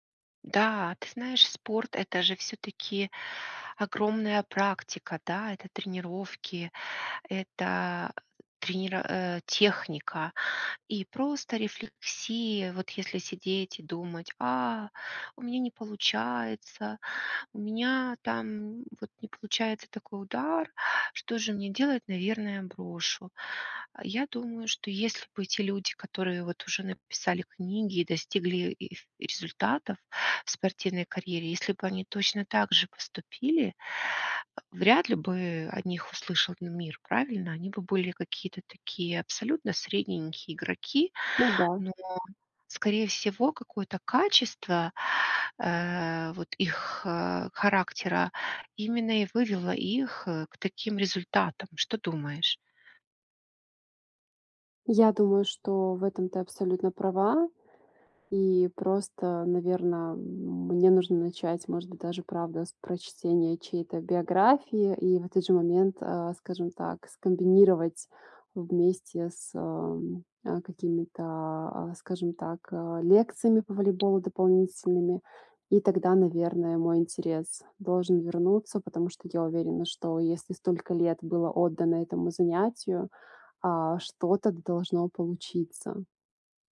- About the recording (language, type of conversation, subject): Russian, advice, Почему я потерял(а) интерес к занятиям, которые раньше любил(а)?
- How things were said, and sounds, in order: tapping